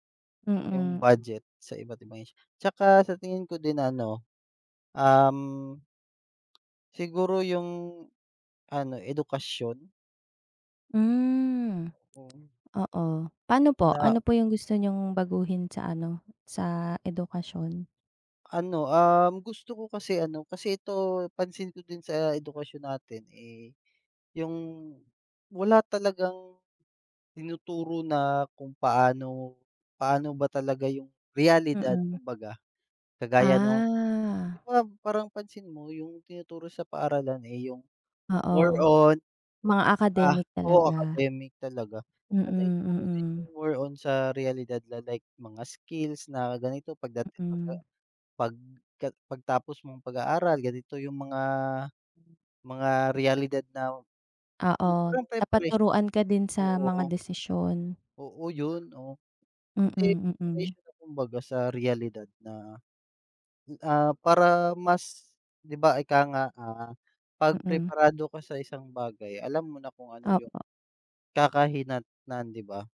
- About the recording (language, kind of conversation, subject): Filipino, unstructured, Ano ang unang bagay na babaguhin mo kung ikaw ang naging pangulo ng bansa?
- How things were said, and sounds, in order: tapping; other background noise; drawn out: "Ah"